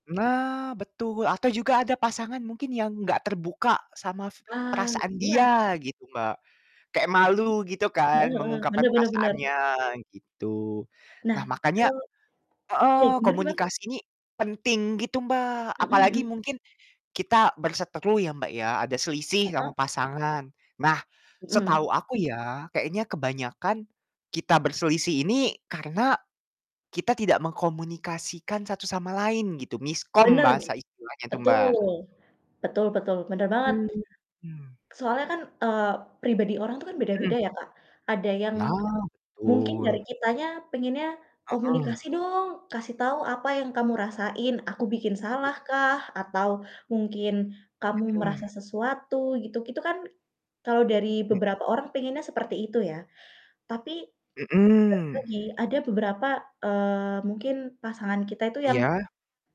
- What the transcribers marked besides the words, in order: "sama" said as "samaf"; static; tapping; distorted speech; other background noise
- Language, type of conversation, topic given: Indonesian, unstructured, Bagaimana cara menjaga rasa cinta agar tetap bertahan lama?